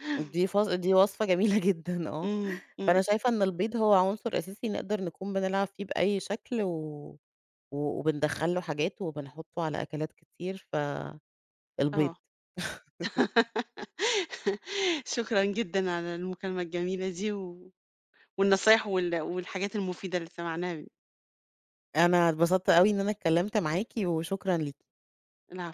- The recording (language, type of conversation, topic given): Arabic, podcast, إزاي بتحوّل مكونات بسيطة لوجبة لذيذة؟
- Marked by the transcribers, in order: laughing while speaking: "دي وصفة جميلة جدًا آه"; laugh